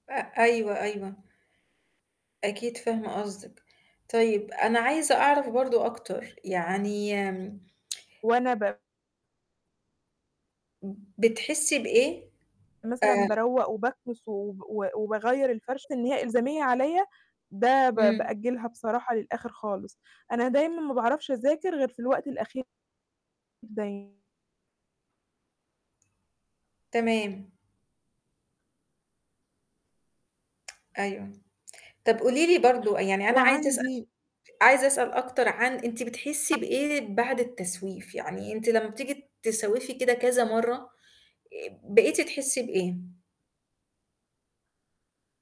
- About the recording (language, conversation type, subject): Arabic, advice, إزاي أبطل أسوّف كتير وأقدر أخلّص مهامي قبل المواعيد النهائية؟
- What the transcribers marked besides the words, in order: distorted speech; unintelligible speech